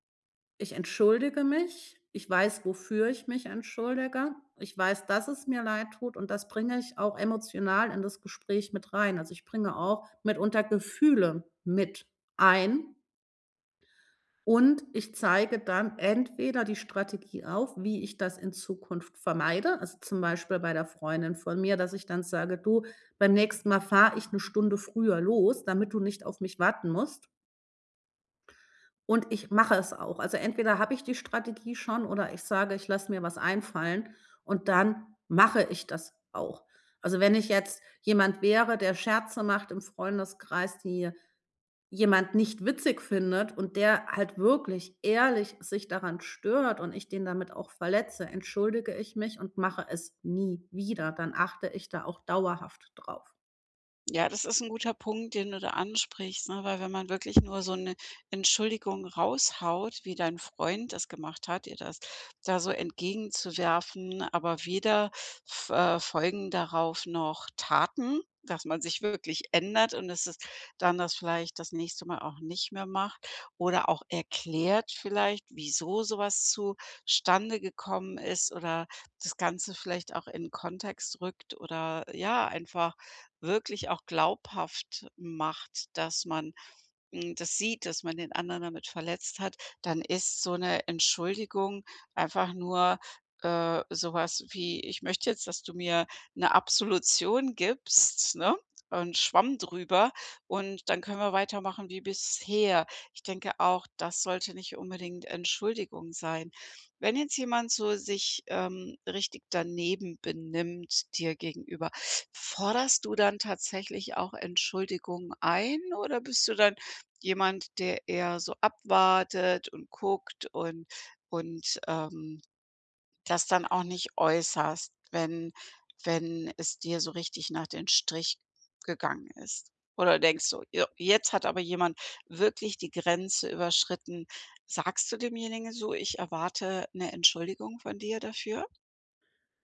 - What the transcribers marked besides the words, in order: stressed: "mache"; stressed: "nie wieder"; other background noise; tapping
- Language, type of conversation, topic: German, podcast, Wie entschuldigt man sich so, dass es echt rüberkommt?